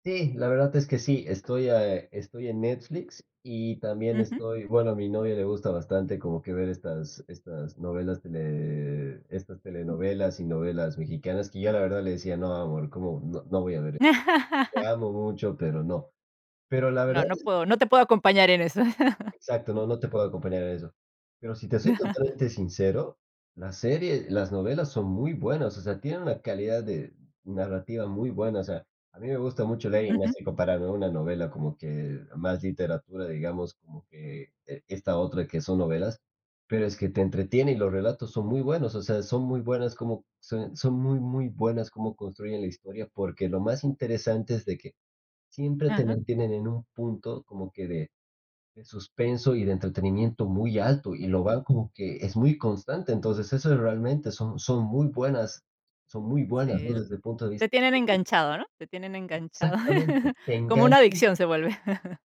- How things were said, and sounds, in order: laugh; chuckle; other background noise; chuckle; chuckle
- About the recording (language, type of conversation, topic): Spanish, podcast, ¿Cómo decides si ver un estreno en el cine o en una plataforma de streaming?